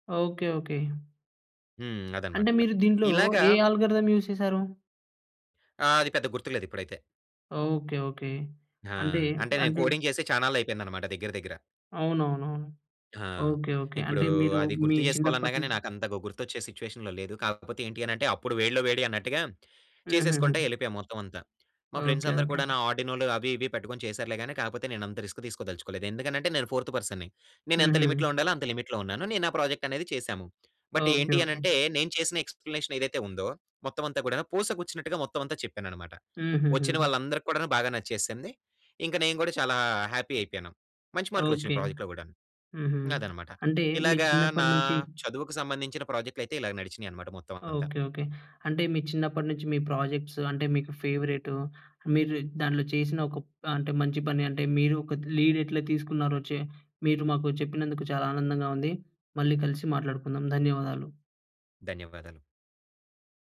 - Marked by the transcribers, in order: in English: "అల్గారిథం యూస్"; in English: "కోడింగ్"; in English: "సిట్యుయేషన్‌లో"; in English: "ఫ్రెండ్స్"; in English: "ఆర్డినోలు"; in English: "రిస్క్"; in English: "ఫోర్త్ పర్సన్‌ని"; in English: "లిమిట్‌లో"; in English: "లిమిట్‌లో"; in English: "బట్"; in English: "ఎక్స్‌ప్లేనేషన్"; in English: "హ్యాపీ"; tapping; in English: "ప్రాజెక్ట్స్"; in English: "ఫేవరెట్"; in English: "లీడ్"
- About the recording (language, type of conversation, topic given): Telugu, podcast, మీకు అత్యంత నచ్చిన ప్రాజెక్ట్ గురించి వివరించగలరా?